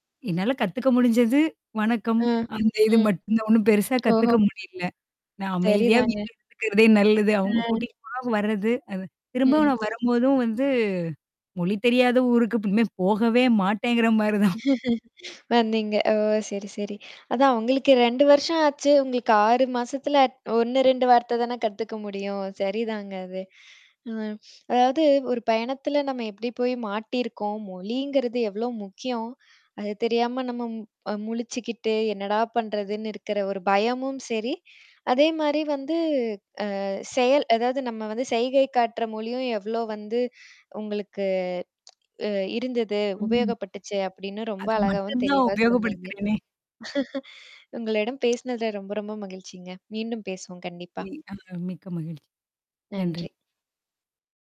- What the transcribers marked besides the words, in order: laugh; chuckle
- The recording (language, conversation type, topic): Tamil, podcast, பயணத்தில் மொழி புரியாமல் சிக்கிய அனுபவத்தைப் பகிர முடியுமா?